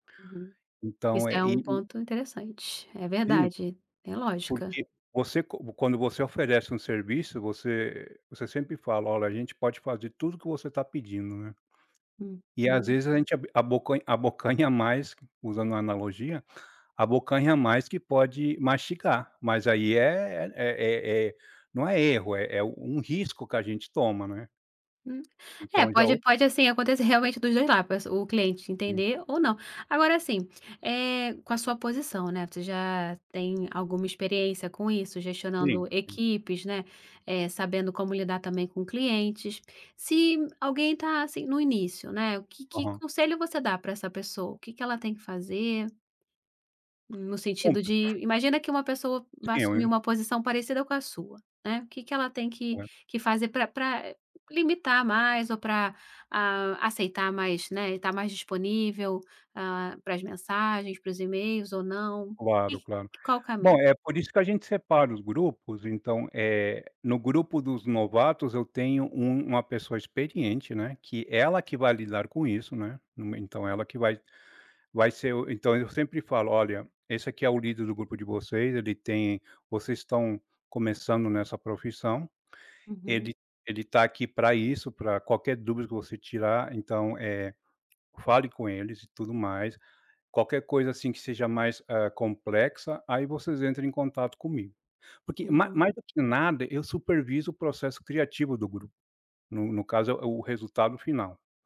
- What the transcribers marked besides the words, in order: tapping; other noise; "supervisiono" said as "superviso"
- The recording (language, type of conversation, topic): Portuguese, podcast, Você sente pressão para estar sempre disponível online e como lida com isso?